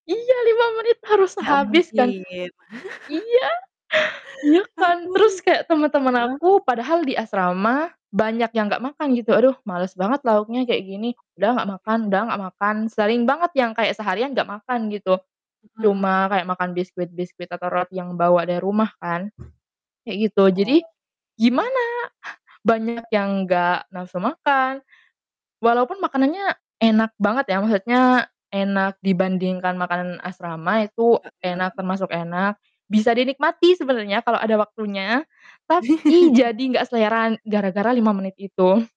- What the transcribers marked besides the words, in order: joyful: "Iya!"; chuckle; laugh; distorted speech; static; other background noise; mechanical hum; scoff; laugh
- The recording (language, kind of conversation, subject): Indonesian, podcast, Momen apa di masa sekolah yang paling berpengaruh buat kamu?